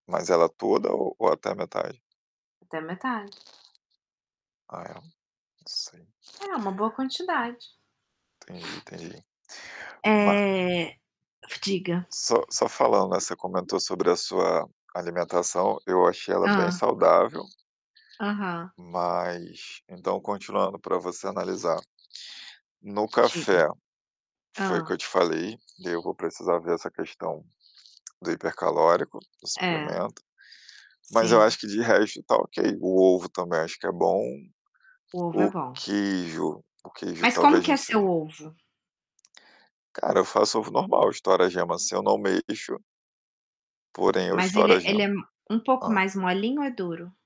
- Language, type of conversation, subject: Portuguese, unstructured, Qual é o seu segredo para manter uma alimentação saudável?
- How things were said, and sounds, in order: tapping; other background noise; static